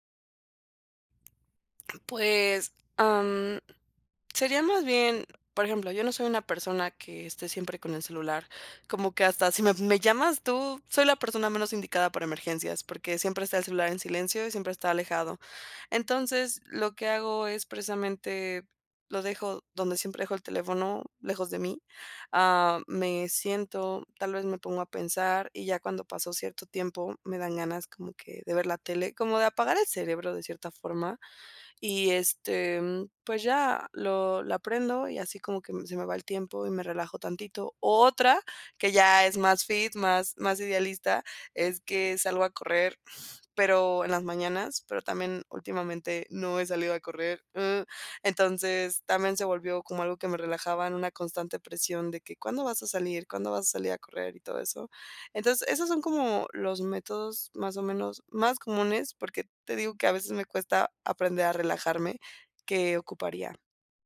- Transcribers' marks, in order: other background noise; swallow; laughing while speaking: "hasta si me me llamas tú"; other noise
- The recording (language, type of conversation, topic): Spanish, advice, ¿Cómo puedo evitar que me interrumpan cuando me relajo en casa?